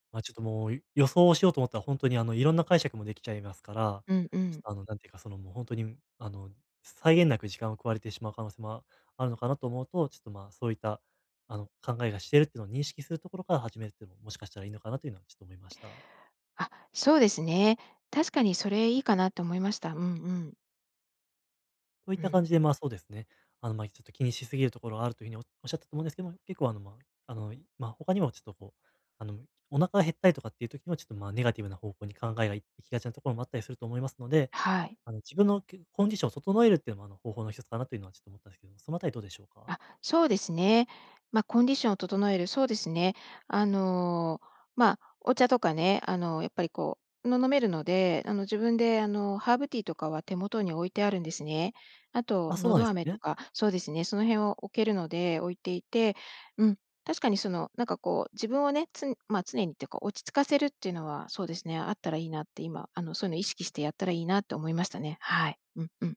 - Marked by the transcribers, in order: none
- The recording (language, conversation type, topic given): Japanese, advice, 他人の評価を気にしすぎない練習